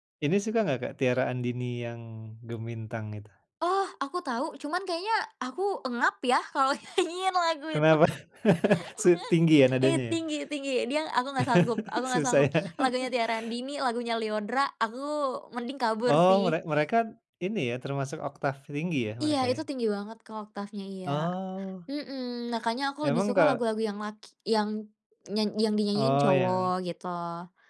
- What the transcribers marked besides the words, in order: other background noise; laughing while speaking: "nyanyiin lagu itu"; laughing while speaking: "Kenapa?"; chuckle; chuckle; laughing while speaking: "Susah ya"; chuckle
- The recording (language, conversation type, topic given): Indonesian, podcast, Apa hobi favoritmu, dan kenapa kamu menyukainya?
- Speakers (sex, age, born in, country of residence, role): female, 20-24, Indonesia, Indonesia, guest; male, 45-49, Indonesia, Indonesia, host